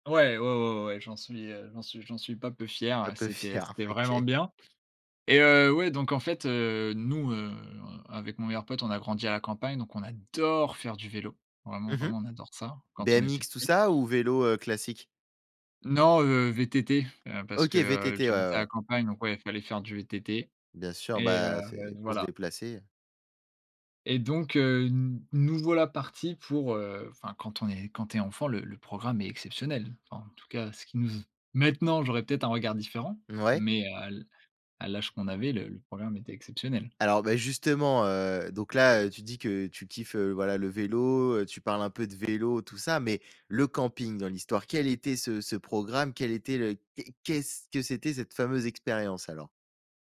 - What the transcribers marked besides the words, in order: stressed: "adore"; stressed: "maintenant"; other background noise; stressed: "le camping"
- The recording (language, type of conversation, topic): French, podcast, Quelle a été ton expérience de camping la plus mémorable ?